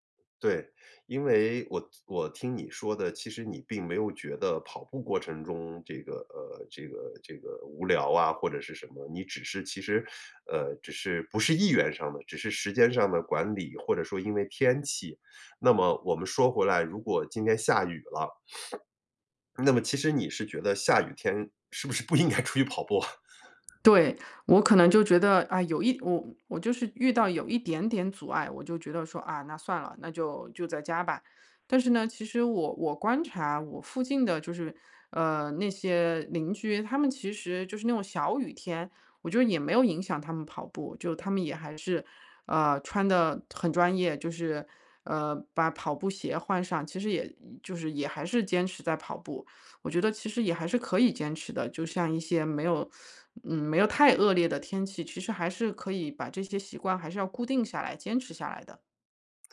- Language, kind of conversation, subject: Chinese, advice, 为什么早起并坚持晨间习惯对我来说这么困难？
- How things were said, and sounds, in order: sniff; laughing while speaking: "是不是不应该出去跑步啊？"; other background noise; other noise